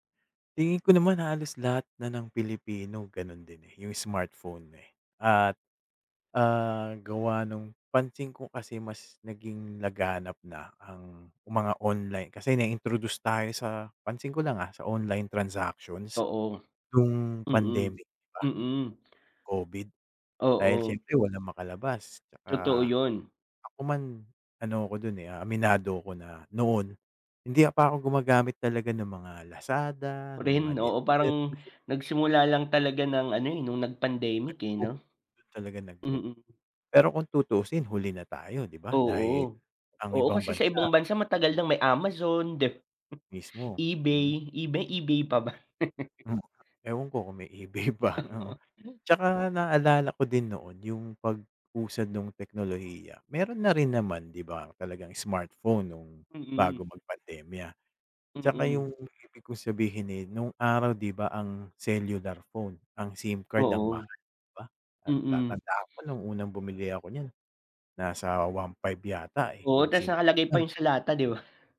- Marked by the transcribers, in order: tapping; laughing while speaking: "ba?"; laugh; laughing while speaking: "eBay pa"; laughing while speaking: "Oo"; other background noise; laughing while speaking: "'di ba?"
- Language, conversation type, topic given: Filipino, unstructured, Paano mo gagamitin ang teknolohiya para mapadali ang buhay mo?